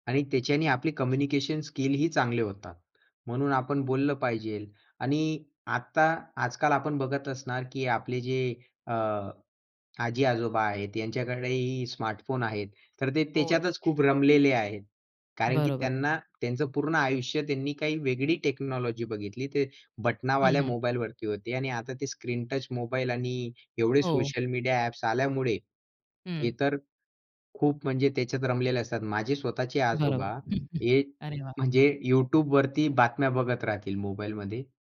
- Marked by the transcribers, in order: "पाहिजे" said as "पाहिजेल"; other background noise; in English: "टेक्नॉलॉजी"; chuckle
- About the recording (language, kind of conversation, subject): Marathi, podcast, फोनवर लक्ष गेल्यामुळे तुम्ही कधी एखादा महत्त्वाचा क्षण गमावला आहे का?